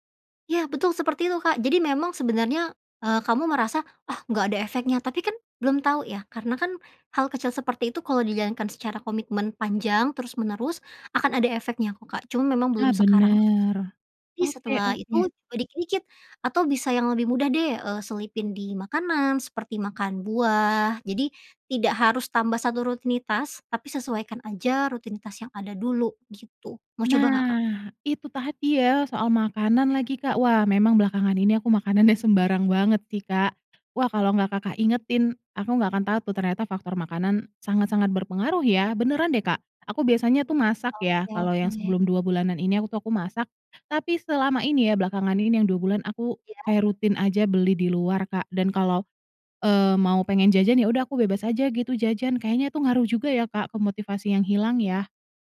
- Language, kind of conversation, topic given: Indonesian, advice, Bagaimana cara mengatasi rasa lelah dan hilang motivasi untuk merawat diri?
- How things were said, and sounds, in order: drawn out: "benar"; tapping